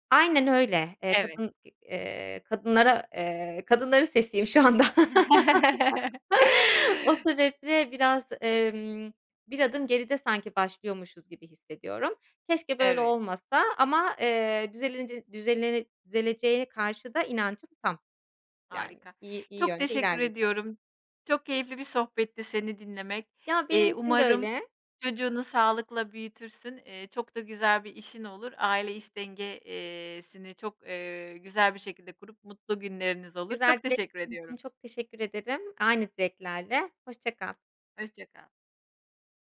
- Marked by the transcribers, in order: other noise; chuckle; unintelligible speech
- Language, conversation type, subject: Turkish, podcast, İş ve aile arasında karar verirken dengeyi nasıl kuruyorsun?